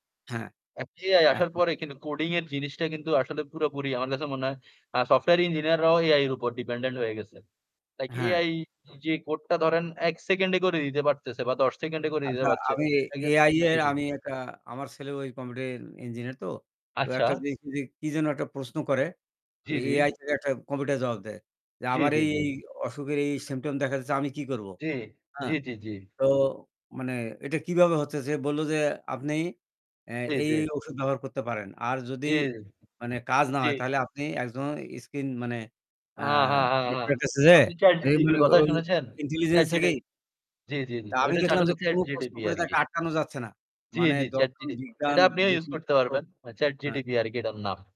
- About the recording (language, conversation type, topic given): Bengali, unstructured, আপনার ভবিষ্যৎ সম্পর্কে কী কী স্বপ্ন আছে?
- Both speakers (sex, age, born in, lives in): male, 20-24, Bangladesh, Bangladesh; male, 25-29, Bangladesh, Bangladesh
- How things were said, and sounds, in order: static; in English: "সফটওয়্যার"; in English: "সিম্পটম"; in English: "ইন্টেলিজেন্স"; "ChatGPT" said as "ChatGT"; other background noise; unintelligible speech